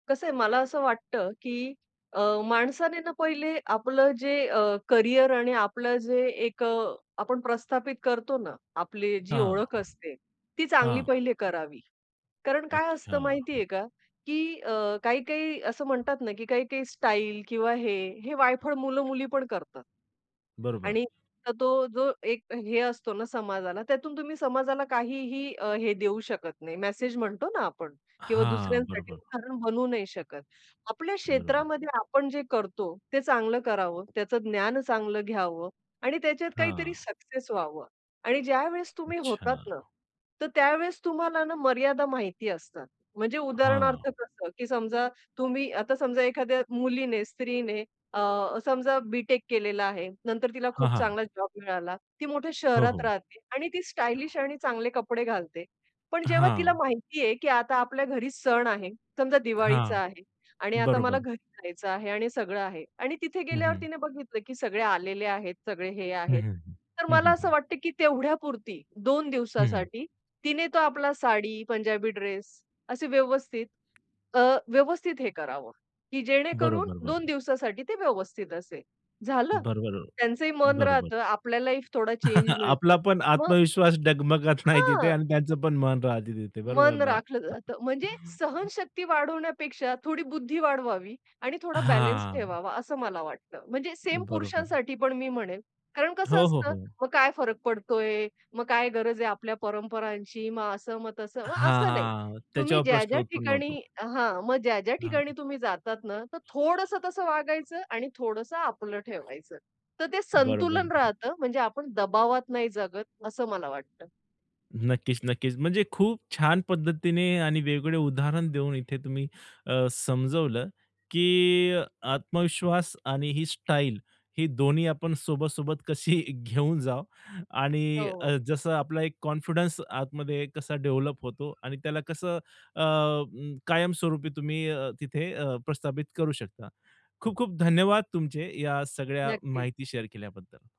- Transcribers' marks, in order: tapping; other background noise; unintelligible speech; chuckle; laughing while speaking: "नाही"; chuckle; background speech; laughing while speaking: "कशी"; in English: "कॉन्फिडन्स"; in English: "डेव्हलप"; in English: "शेअर"
- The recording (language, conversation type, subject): Marathi, podcast, तुझ्या मते शैलीमुळे आत्मविश्वासावर कसा परिणाम होतो?